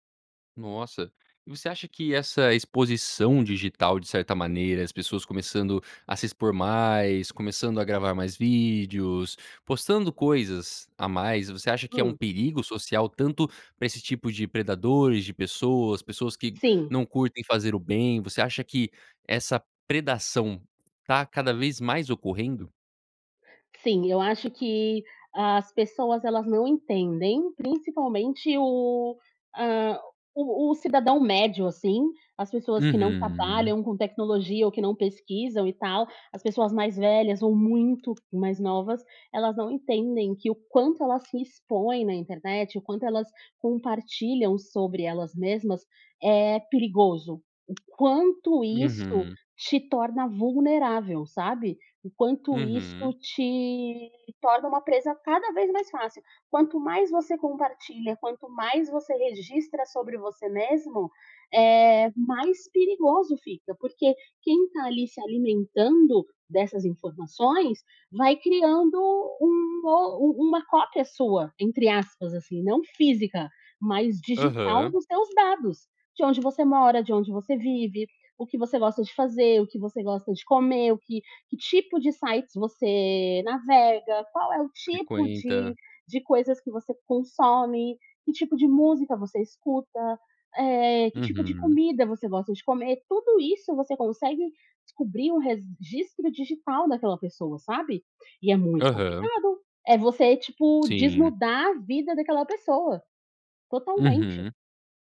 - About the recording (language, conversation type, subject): Portuguese, podcast, como criar vínculos reais em tempos digitais
- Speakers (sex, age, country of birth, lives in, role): female, 30-34, Brazil, Portugal, guest; male, 18-19, United States, United States, host
- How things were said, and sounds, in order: tapping; "registro" said as "resistro"